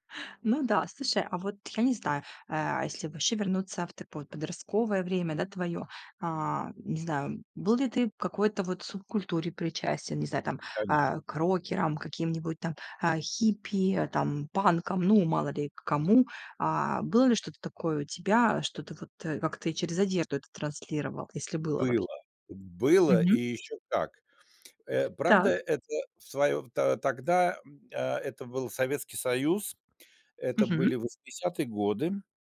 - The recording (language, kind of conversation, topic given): Russian, podcast, Что ты хочешь сказать людям своим нарядом?
- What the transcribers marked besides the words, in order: "слушай" said as "сушай"; tapping